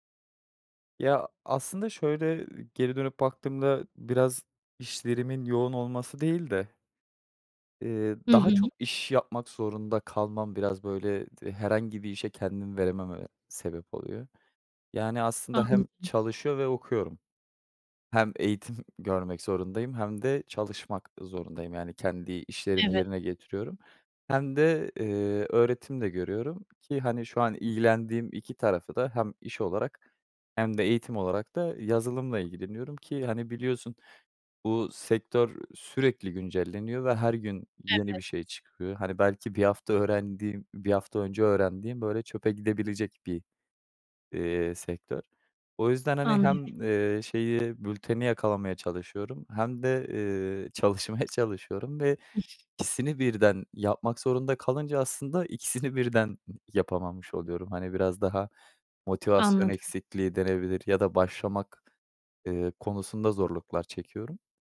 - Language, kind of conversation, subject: Turkish, advice, Çoklu görev tuzağı: hiçbir işe derinleşememe
- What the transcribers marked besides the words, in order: other background noise; laughing while speaking: "çalışmaya çalışıyorum"; unintelligible speech